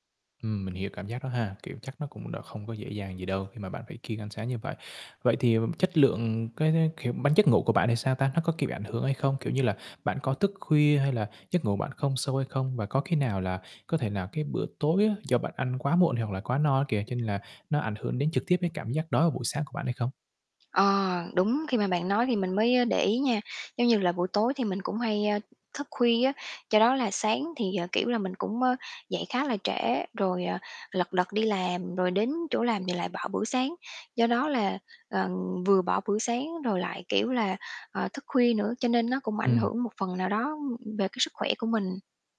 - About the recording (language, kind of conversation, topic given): Vietnamese, advice, Tôi thường xuyên bỏ bữa sáng, vậy tôi nên làm gì?
- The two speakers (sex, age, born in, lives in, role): female, 30-34, Vietnam, Vietnam, user; male, 25-29, Vietnam, Vietnam, advisor
- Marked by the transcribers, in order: tapping; static